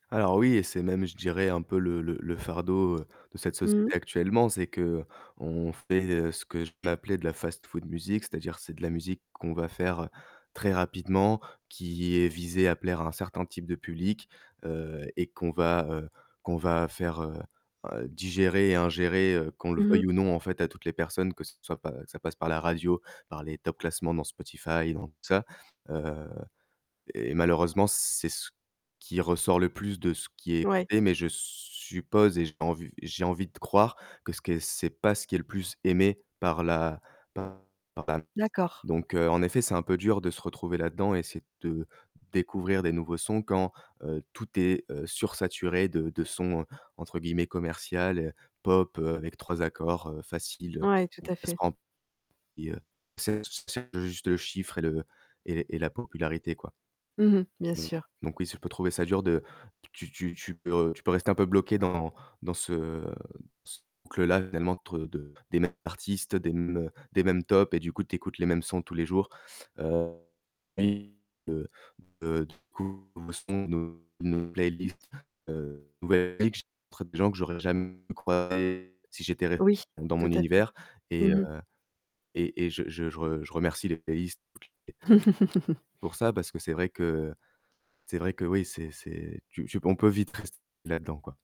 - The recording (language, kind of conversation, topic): French, podcast, Qu’est-ce qui te pousse à explorer un nouveau style musical ?
- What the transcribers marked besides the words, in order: static; distorted speech; unintelligible speech; unintelligible speech; unintelligible speech; unintelligible speech; unintelligible speech; tapping; laugh